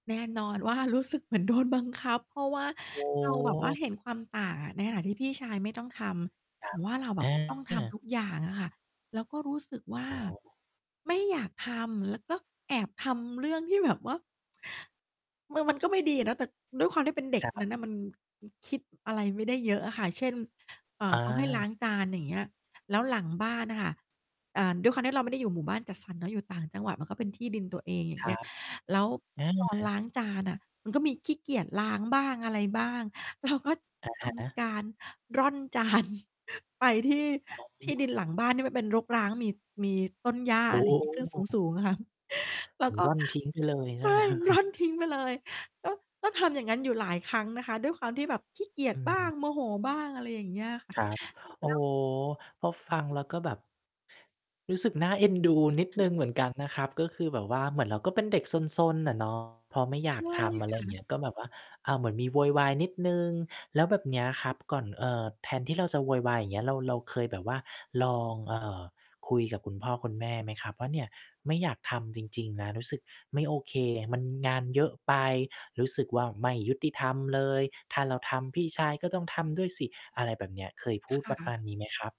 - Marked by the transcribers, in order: static; distorted speech; laughing while speaking: "แบบว่า"; laughing while speaking: "จาน"; chuckle; chuckle; laughing while speaking: "ใช่ ร่อนทิ้งไปเลย"; chuckle; other noise; chuckle
- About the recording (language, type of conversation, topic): Thai, podcast, ตอนเด็ก ๆ คุณเคยต้องรับผิดชอบงานอะไรในบ้านบ้าง?